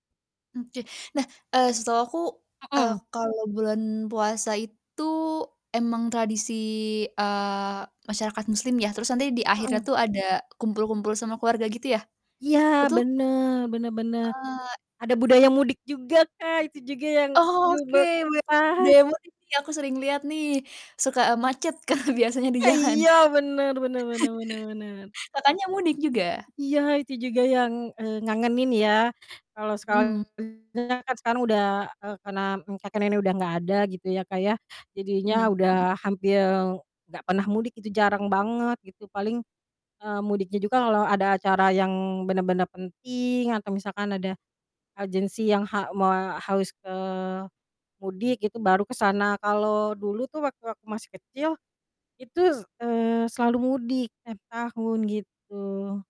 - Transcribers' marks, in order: static; distorted speech; laughing while speaking: "Kak"; chuckle
- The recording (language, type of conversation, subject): Indonesian, podcast, Kenangan budaya masa kecil apa yang paling berkesan bagi kamu?